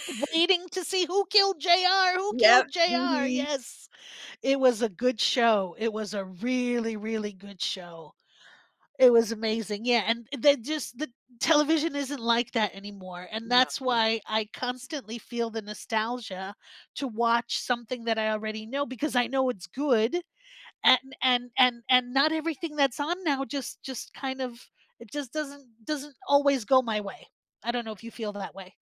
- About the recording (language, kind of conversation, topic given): English, unstructured, Have you ever felt pressured to like a movie or show because everyone else did?
- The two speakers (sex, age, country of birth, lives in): female, 55-59, United States, United States; other, 40-44, United States, United States
- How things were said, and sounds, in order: none